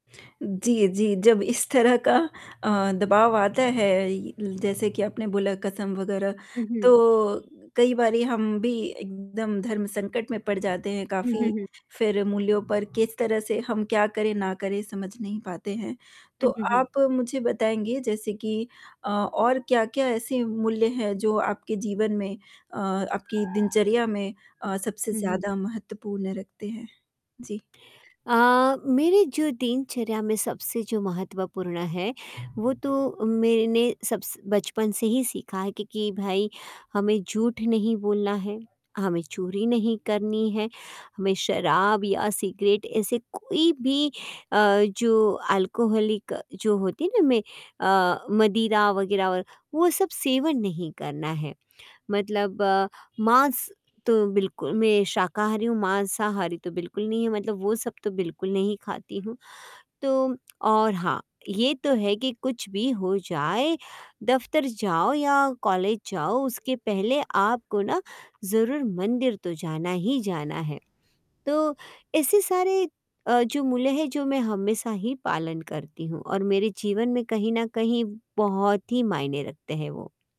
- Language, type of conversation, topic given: Hindi, advice, मैं समूह के दबाव में अपने मूल्यों पर कैसे कायम रहूँ?
- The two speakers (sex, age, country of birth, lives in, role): female, 25-29, India, India, advisor; female, 40-44, India, India, user
- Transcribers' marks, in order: other background noise; static; tapping; in English: "सिगरेट"; in English: "अल्कोहॉलिक"